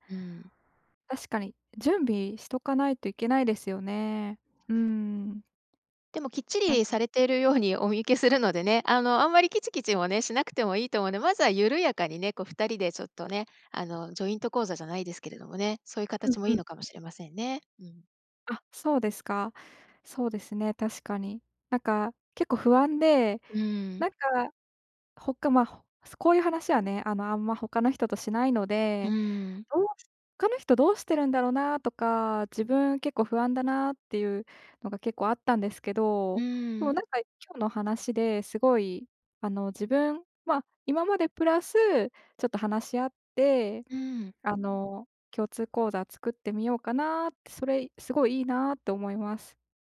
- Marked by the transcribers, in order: none
- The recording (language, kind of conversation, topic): Japanese, advice, 将来のためのまとまった貯金目標が立てられない